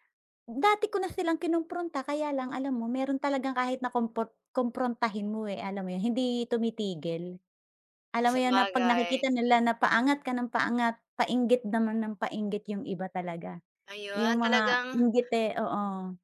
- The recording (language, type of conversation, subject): Filipino, unstructured, Paano mo haharapin ang mga taong nagpapakalat ng tsismis sa barangay?
- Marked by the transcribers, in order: none